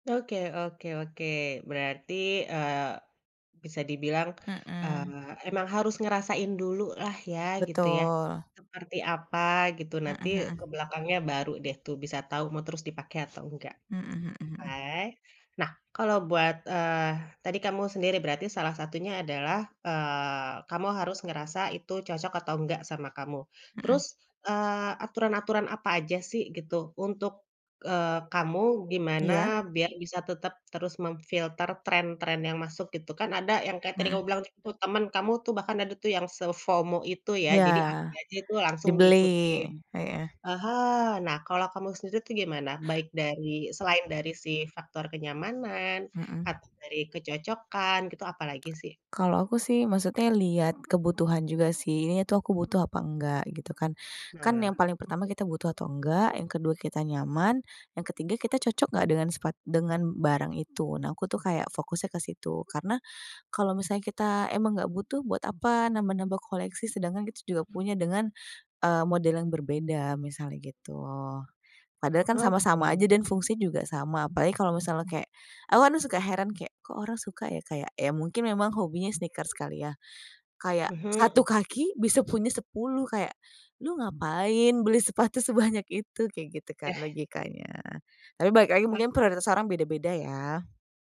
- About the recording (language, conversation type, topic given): Indonesian, podcast, Bagaimana kamu menjaga keaslian diri saat banyak tren berseliweran?
- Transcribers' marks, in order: tapping; in English: "se-FOMO"; other background noise; in English: "sneakers"; laughing while speaking: "sepatu"